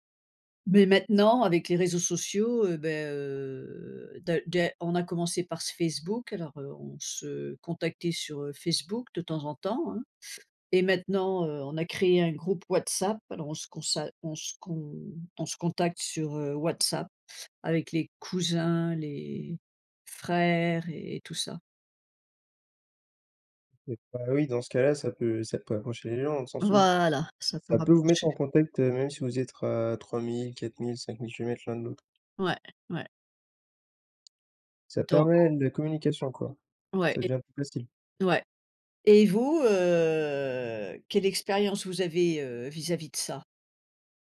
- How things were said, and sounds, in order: "êtes" said as "être"; drawn out: "heu"
- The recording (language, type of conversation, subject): French, unstructured, Penses-tu que les réseaux sociaux divisent davantage qu’ils ne rapprochent les gens ?